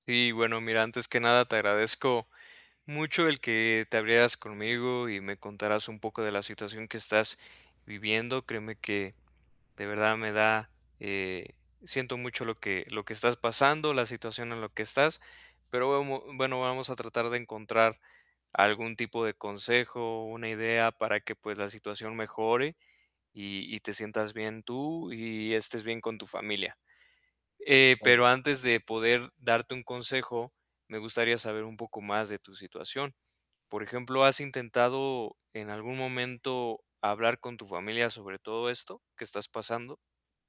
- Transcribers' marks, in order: static; unintelligible speech
- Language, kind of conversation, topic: Spanish, advice, ¿Cómo puedo equilibrar las expectativas de mi familia con mis deseos personales?